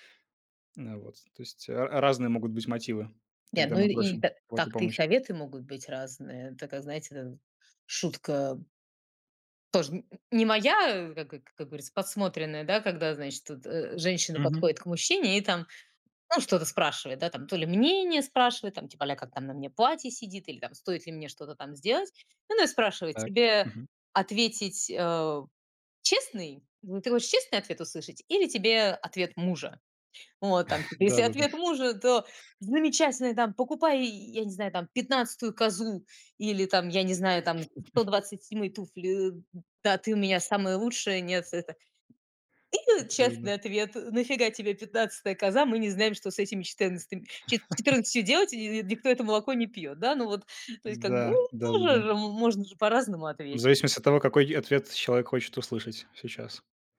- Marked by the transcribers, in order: chuckle; other background noise; chuckle; laugh
- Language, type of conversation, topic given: Russian, unstructured, Как убедить друга изменить своё мнение, не принуждая его к этому?